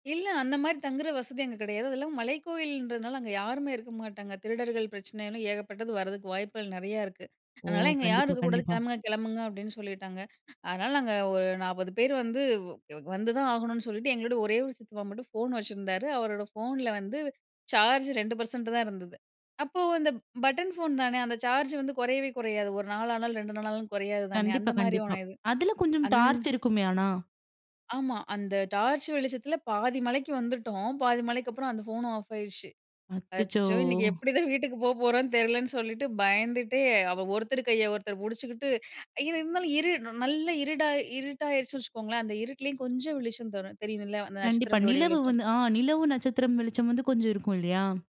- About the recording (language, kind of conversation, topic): Tamil, podcast, ஒரு நினைவில் பதிந்த மலைநடை அனுபவத்தைப் பற்றி சொல்ல முடியுமா?
- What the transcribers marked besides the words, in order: other background noise; other noise; tapping; laughing while speaking: "எப்படி தான் வீட்டுக்கு"; "தெரியும்ல" said as "தெரியுதுல்ல"